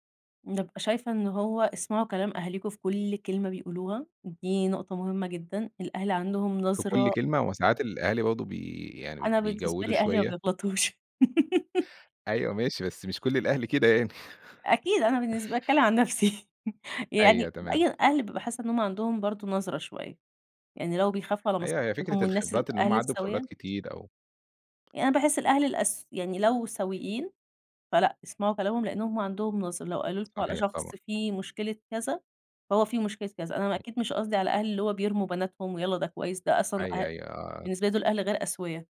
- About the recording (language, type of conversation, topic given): Arabic, podcast, إيه أهم حاجة كنت بتفكر فيها قبل ما تتجوز؟
- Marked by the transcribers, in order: laugh; chuckle; laughing while speaking: "باتكلّم عن نفْسي"; tapping